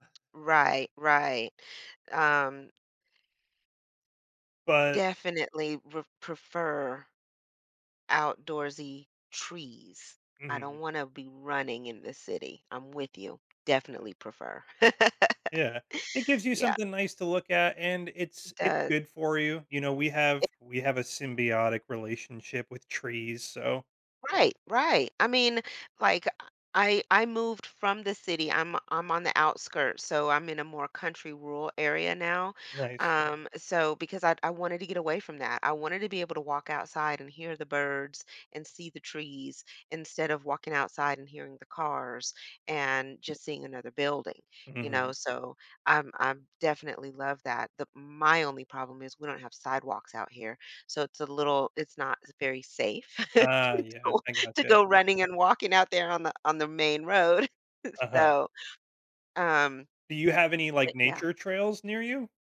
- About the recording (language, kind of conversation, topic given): English, unstructured, How can hobbies reveal parts of my personality hidden at work?
- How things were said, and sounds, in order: tapping; laugh; unintelligible speech; other background noise; laugh; chuckle